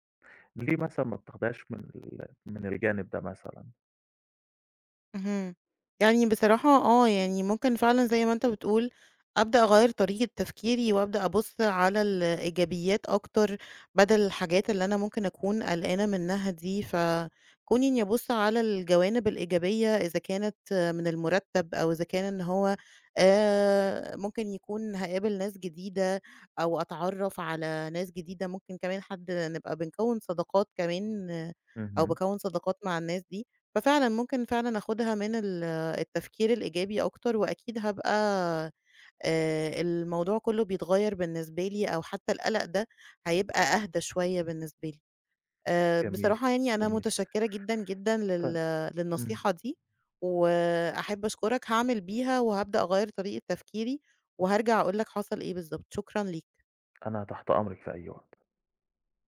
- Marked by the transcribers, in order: none
- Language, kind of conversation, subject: Arabic, advice, إزاي أتعامل مع قلقي من تغيير كبير في حياتي زي النقل أو بداية شغل جديد؟